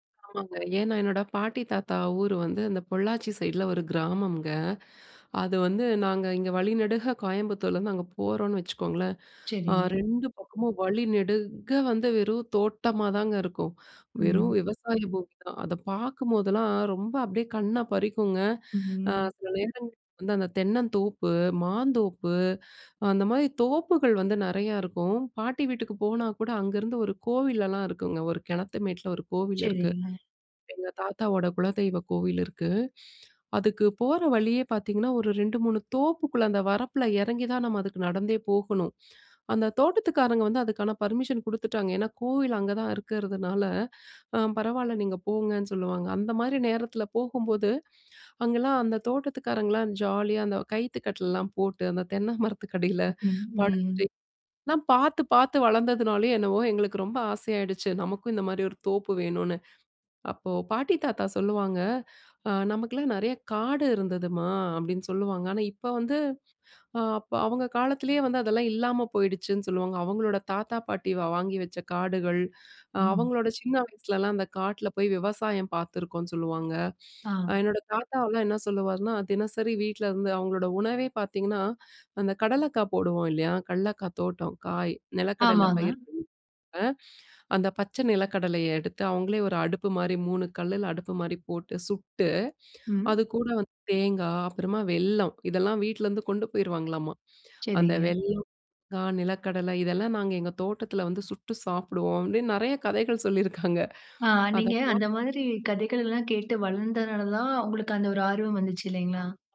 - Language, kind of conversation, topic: Tamil, podcast, சிறிய உணவுத் தோட்டம் நமது வாழ்க்கையை எப்படிப் மாற்றும்?
- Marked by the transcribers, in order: laughing while speaking: "தென்ன மரத்துக்கடில"; "கடலக்கா" said as "கல்லக்கா"; unintelligible speech; unintelligible speech; laughing while speaking: "சொல்லியிருக்காங்க"